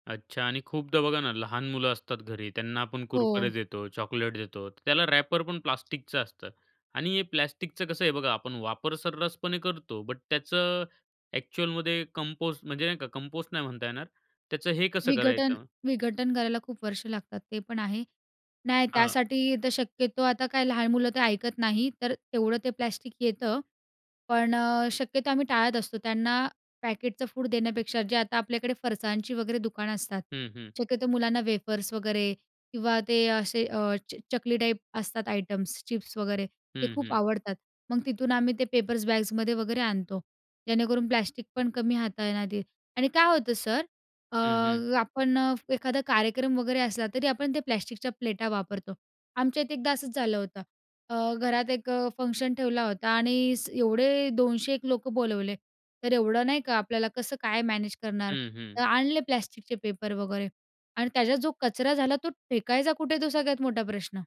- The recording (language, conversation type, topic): Marathi, podcast, तुमच्या घरात प्लास्टिकचा वापर कमी करण्यासाठी तुम्ही काय करता?
- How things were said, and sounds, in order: in English: "रॅपर"; other background noise; tapping; in English: "फंक्शन"